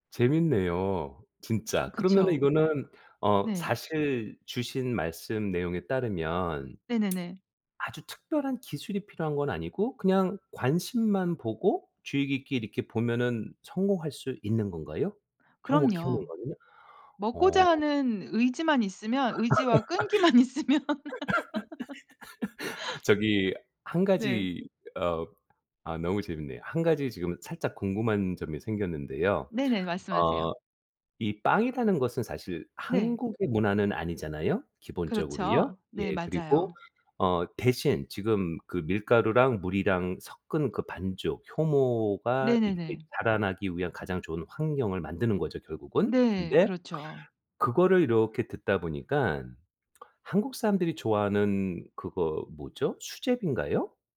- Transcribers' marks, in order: tapping; tsk; other background noise; laugh; laughing while speaking: "있으면"; laugh
- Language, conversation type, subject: Korean, podcast, 요즘 푹 빠져 있는 취미가 무엇인가요?